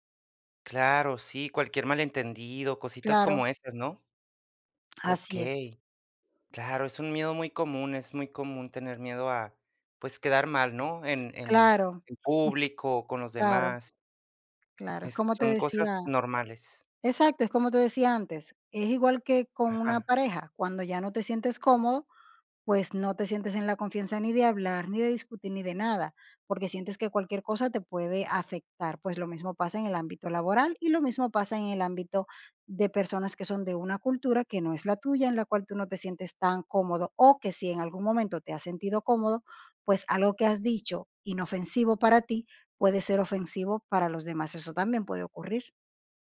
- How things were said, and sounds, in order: other noise
- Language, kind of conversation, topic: Spanish, podcast, ¿Tienes miedo de que te juzguen cuando hablas con franqueza?